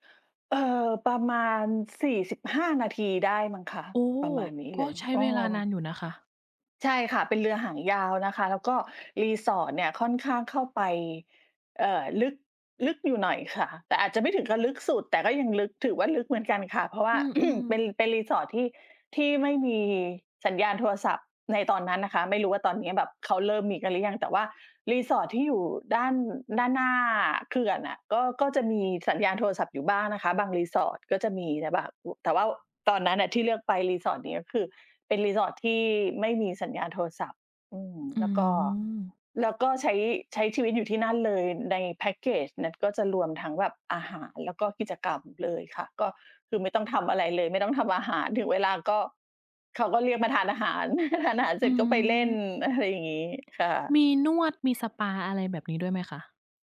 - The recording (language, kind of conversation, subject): Thai, unstructured, ที่ไหนในธรรมชาติที่ทำให้คุณรู้สึกสงบที่สุด?
- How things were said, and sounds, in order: laughing while speaking: "ค่ะ"; throat clearing; other background noise; chuckle; laughing while speaking: "อะ"